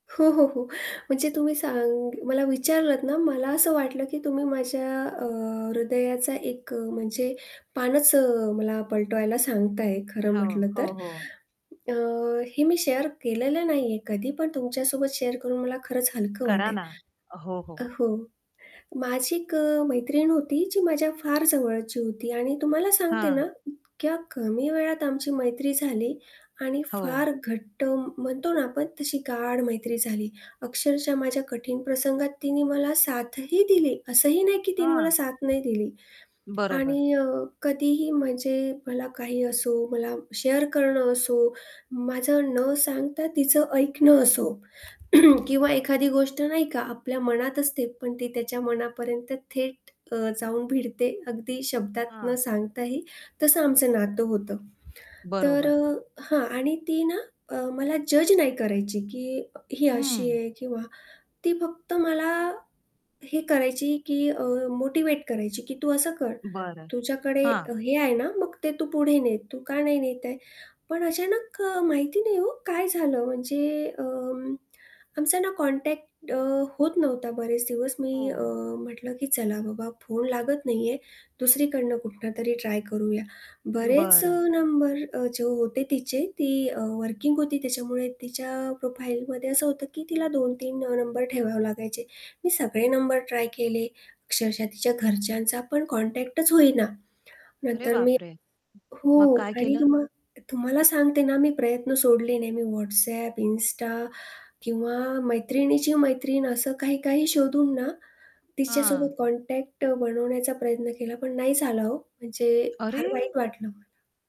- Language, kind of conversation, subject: Marathi, podcast, कठीण वेळी खरे मित्र कसे ओळखता?
- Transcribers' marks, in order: other background noise; static; in English: "शेअर"; in English: "शेअर"; tapping; in English: "शेअर"; throat clearing; mechanical hum; in English: "कॉन्टॅक्ट"; in English: "प्रोफाईलमध्ये"; in English: "कॉन्टॅक्टच"; distorted speech; in English: "कॉन्टॅक्ट"; surprised: "अरे!"